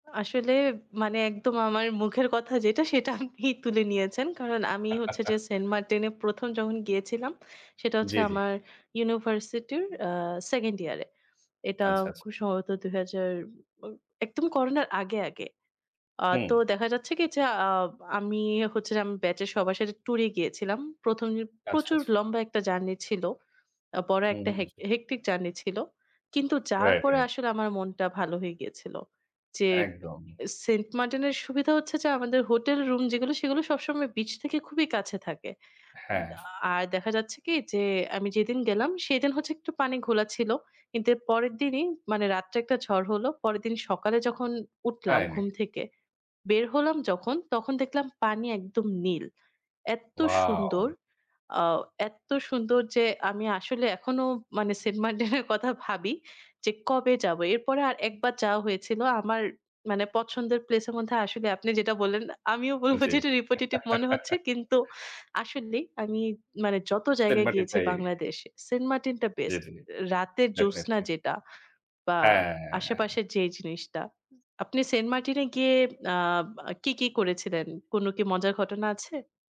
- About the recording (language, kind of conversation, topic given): Bengali, unstructured, প্রকৃতির সৌন্দর্যের মাঝে কাটানো আপনার সবচেয়ে আনন্দের স্মৃতি কোনটি?
- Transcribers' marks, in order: laughing while speaking: "সেটা আপনি তুলে নিয়েছেন"; chuckle; in English: "হেক্টিক"; laughing while speaking: "সেন্ট মার্টিনের কথা ভাবি"; laughing while speaking: "আপনি যেটা বললেন, আমিও বলব, যেটা রিপটিটিভ মনে হচ্ছে"; chuckle; "রিপিটেটিভ" said as "রিপটিটিভ"; in English: "ডেফিনিটলি"